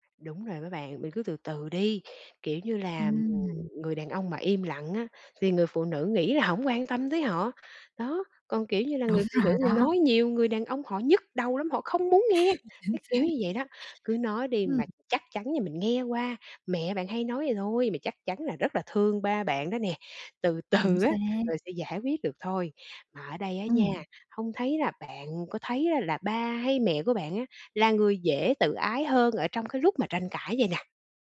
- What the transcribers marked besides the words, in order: tapping; other background noise; other noise; laughing while speaking: "Đúng"; laugh; laughing while speaking: "Chính xác"; laughing while speaking: "từ"
- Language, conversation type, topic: Vietnamese, advice, Tại sao các cuộc tranh cãi trong gia đình cứ lặp đi lặp lại vì giao tiếp kém?